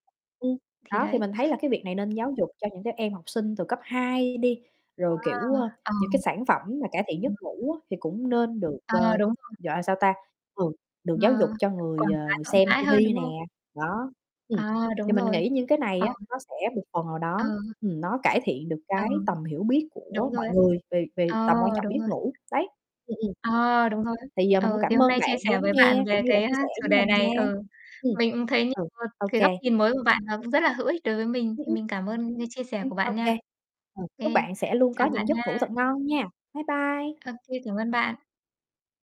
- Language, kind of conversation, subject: Vietnamese, unstructured, Tại sao giấc ngủ lại quan trọng đối với sức khỏe tinh thần?
- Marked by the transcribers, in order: distorted speech; mechanical hum; other background noise; tapping; static